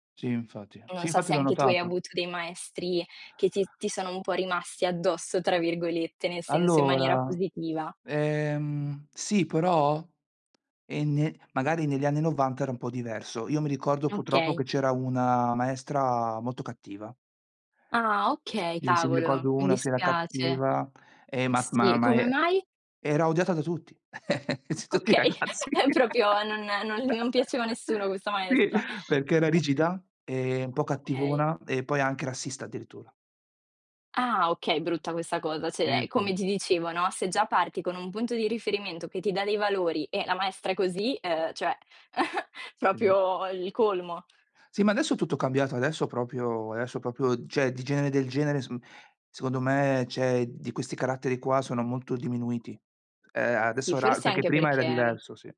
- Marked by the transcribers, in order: other background noise; chuckle; laughing while speaking: "Okay, ehm"; laughing while speaking: "Tutti i ragazzi"; "proprio" said as "propio"; laugh; chuckle; "razzista" said as "rassista"; "cioè" said as "ceh"; tapping; chuckle; "proprio" said as "propio"; "proprio" said as "propio"; "proprio" said as "propio"; "cioè" said as "ceh"; "cioè" said as "ceh"
- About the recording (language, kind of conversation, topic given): Italian, unstructured, Quanto è importante, secondo te, la scuola nella vita?